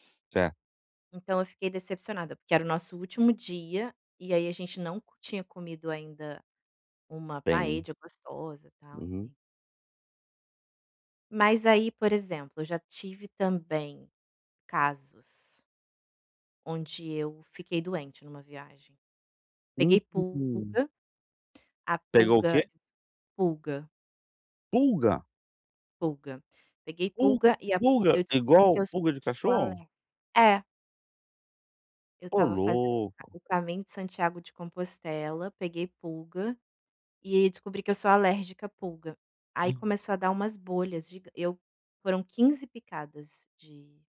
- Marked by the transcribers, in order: in Spanish: "paella"; tapping
- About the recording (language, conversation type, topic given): Portuguese, advice, Como posso lidar com imprevistos durante viagens e manter a calma?